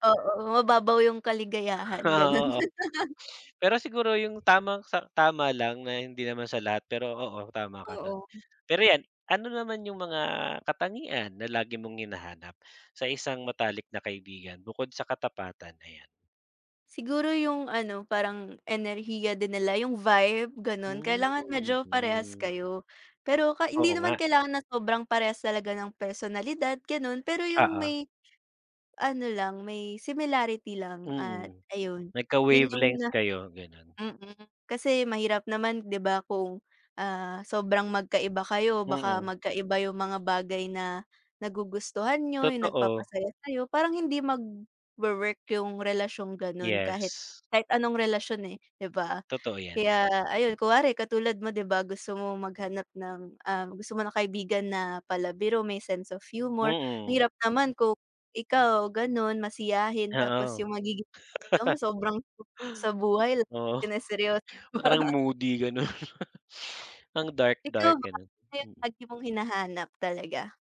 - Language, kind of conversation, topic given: Filipino, unstructured, Ano ang pinakamahalaga sa iyo sa isang matalik na kaibigan?
- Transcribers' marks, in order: laugh; tapping; laugh; laughing while speaking: "gano'n"; sniff; laugh